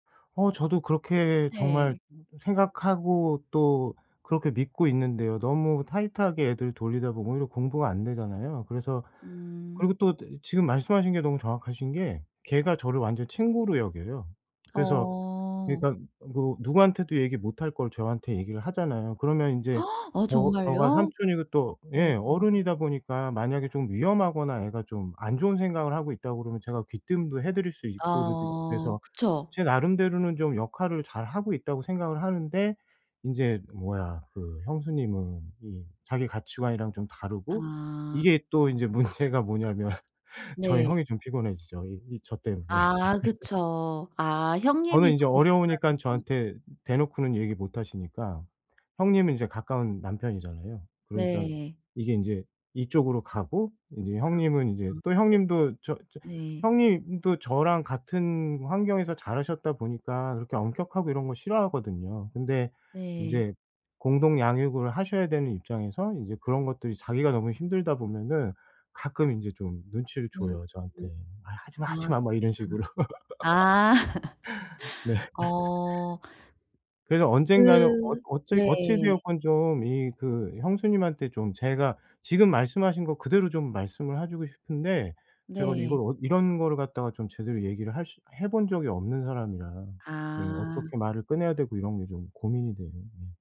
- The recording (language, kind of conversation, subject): Korean, advice, 의사소통을 통해 가족 갈등을 어떻게 줄일 수 있을까요?
- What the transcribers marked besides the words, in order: in English: "tight"; gasp; other background noise; laughing while speaking: "문제가 뭐냐면"; laugh; laugh; laughing while speaking: "네"; laugh